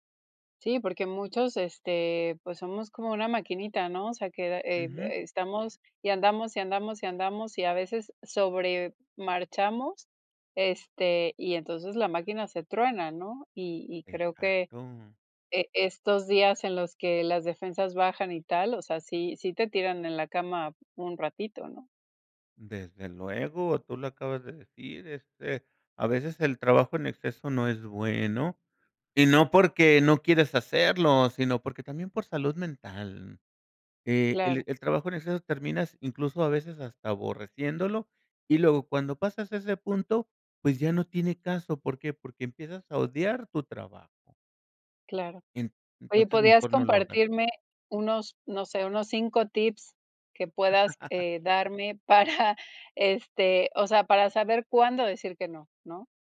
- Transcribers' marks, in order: laugh; laughing while speaking: "para"
- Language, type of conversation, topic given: Spanish, podcast, ¿Cómo decides cuándo decir “no” en el trabajo?